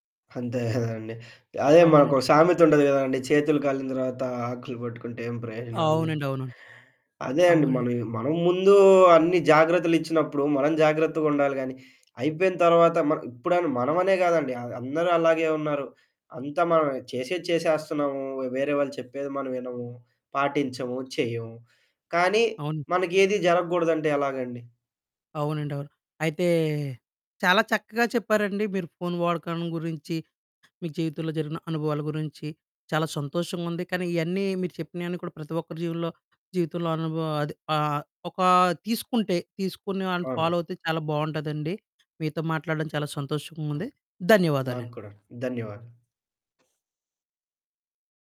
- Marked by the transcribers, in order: giggle; tapping; in English: "ఫాలో"; other background noise
- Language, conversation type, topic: Telugu, podcast, ఫోన్ వాడకాన్ని తగ్గించడానికి మీరు ఏమి చేస్తారు?